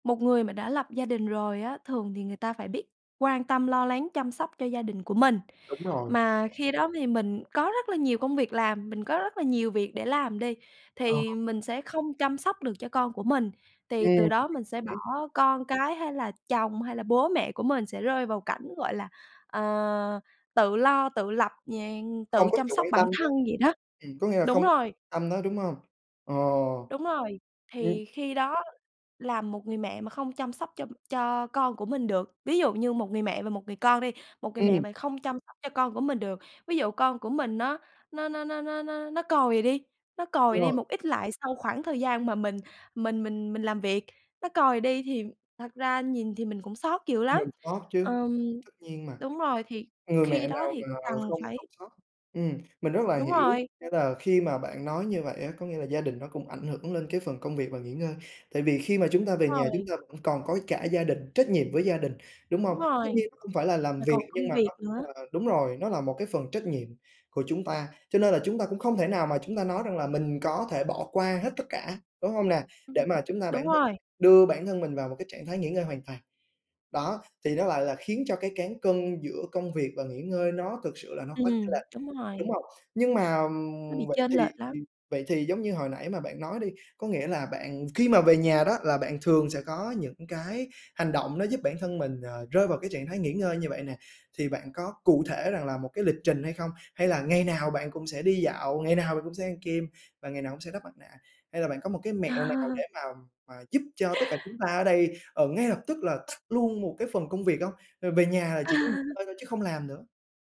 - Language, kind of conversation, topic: Vietnamese, podcast, Bạn cân bằng giữa công việc và nghỉ ngơi như thế nào?
- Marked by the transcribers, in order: tapping; other background noise; unintelligible speech; laugh; laugh